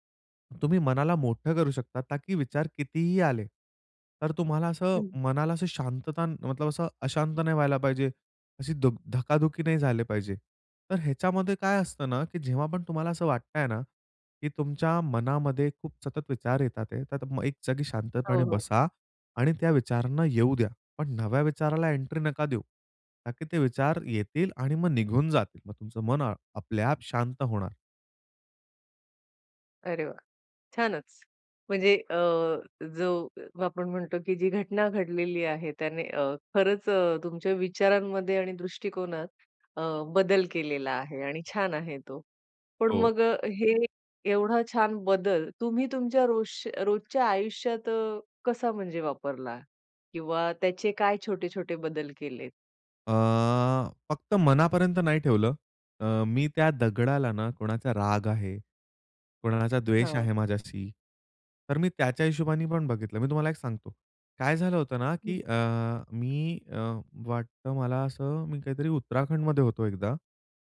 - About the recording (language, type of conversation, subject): Marathi, podcast, निसर्गातल्या एखाद्या छोट्या शोधामुळे तुझ्यात कोणता बदल झाला?
- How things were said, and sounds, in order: other noise; tapping